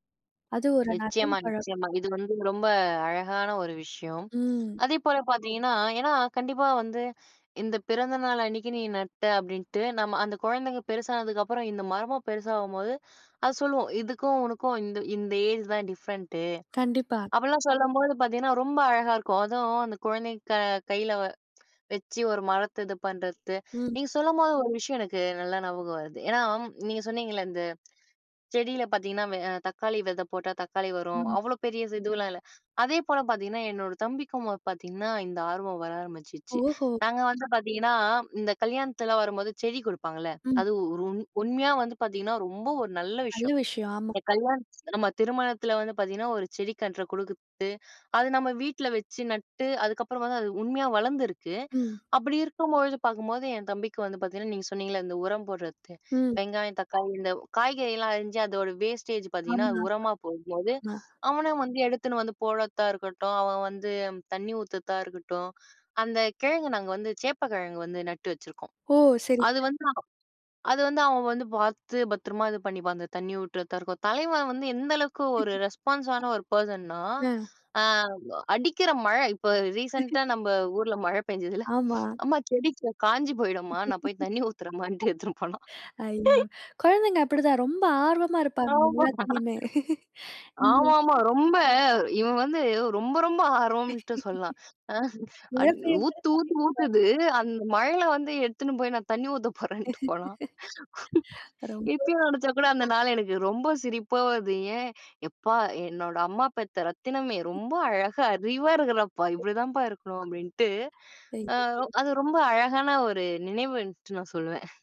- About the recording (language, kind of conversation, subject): Tamil, podcast, பிள்ளைகளை இயற்கையுடன் இணைக்க நீங்கள் என்ன பரிந்துரைகள் கூறுவீர்கள்?
- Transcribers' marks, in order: in English: "டிஃப்ரெண்ட்டு"; in English: "வேஸ்டேஜ்"; chuckle; in English: "ரெஸ்பான்ஸான"; in English: "பெர்சன்னா"; chuckle; in English: "ரீசென்ட்டா"; laughing while speaking: "மழை பெஞ்சுதுல்ல, அம்மா, செடி காஞ்சு போயிடும்மா, நான் போய் தண்ணி ஊத்துறம்மான்ட்டு எடுத்துன்னு போனான்"; laugh; laughing while speaking: "ஆமா, ஆமாமா ரொம்ப, இவன் வந்து … ஊத்த போறேன்னுட்டு போனான்"; chuckle; laughing while speaking: "மழ பெய்யும் போதே தண்ணீ ஊத்துறா"; laugh; chuckle; other noise